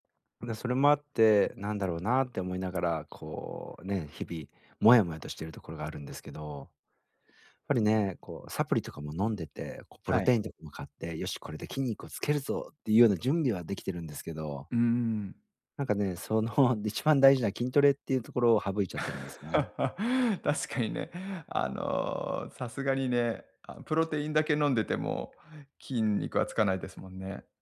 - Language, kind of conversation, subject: Japanese, advice, 運動習慣が長続きしないのはなぜですか？
- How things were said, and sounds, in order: laugh